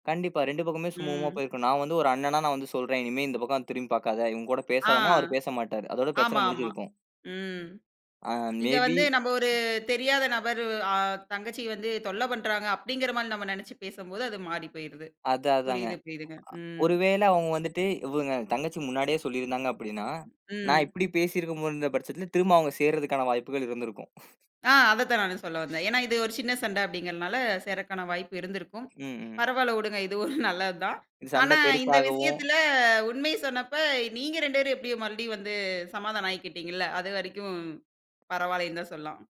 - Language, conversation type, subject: Tamil, podcast, உண்மையைச் சொல்லிக்கொண்டே நட்பை காப்பாற்றுவது சாத்தியமா?
- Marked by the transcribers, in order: other noise; other background noise; in English: "மே பி"